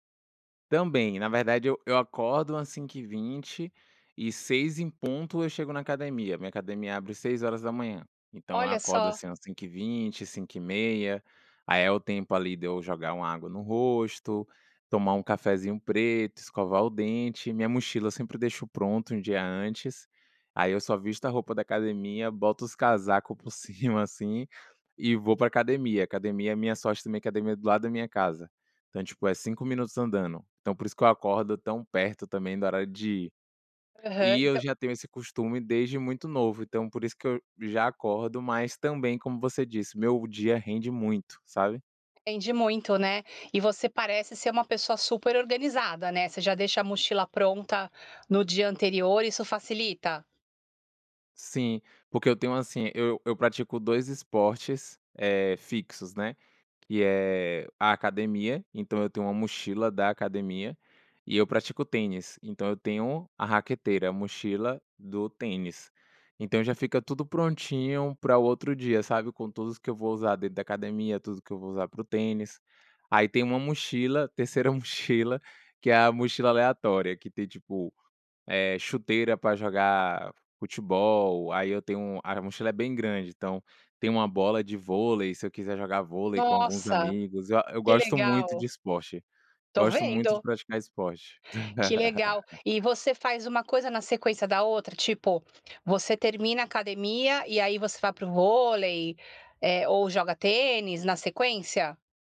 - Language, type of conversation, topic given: Portuguese, podcast, Como é a rotina matinal aí na sua família?
- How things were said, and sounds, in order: other background noise; laugh